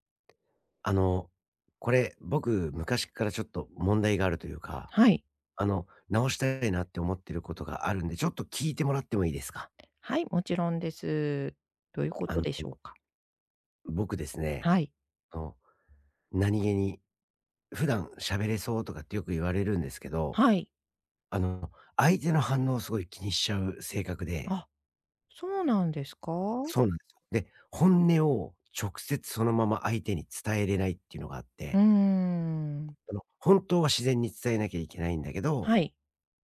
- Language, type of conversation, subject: Japanese, advice, 相手の反応を気にして本音を出せないとき、自然に話すにはどうすればいいですか？
- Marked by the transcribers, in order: other background noise